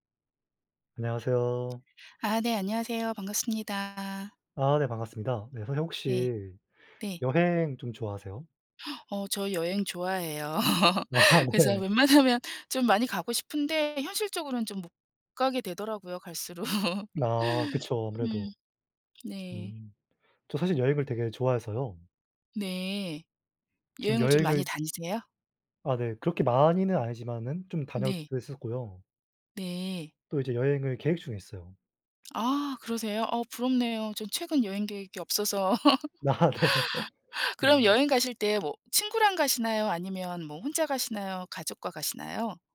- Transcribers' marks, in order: other background noise; gasp; laugh; laughing while speaking: "아"; laughing while speaking: "웬만하면"; laughing while speaking: "갈수록"; laughing while speaking: "아 네"; laugh
- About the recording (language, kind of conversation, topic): Korean, unstructured, 친구와 여행을 갈 때 의견 충돌이 생기면 어떻게 해결하시나요?